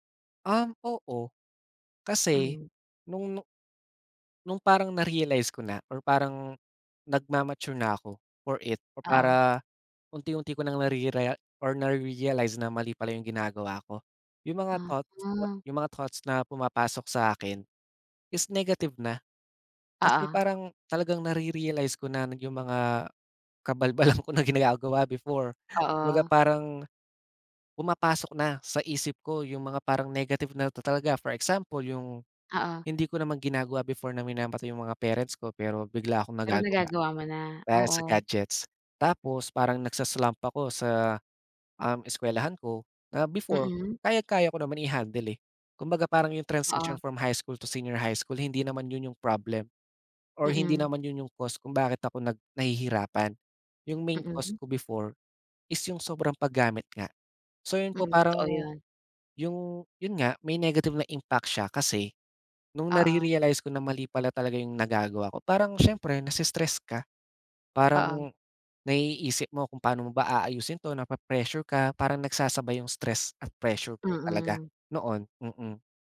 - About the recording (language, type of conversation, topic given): Filipino, podcast, Paano mo binabalanse ang oras mo sa paggamit ng mga screen at ang pahinga?
- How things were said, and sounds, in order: other background noise; laughing while speaking: "kabalbalan ko na"; "cause" said as "cost"; "cause" said as "cost"; tapping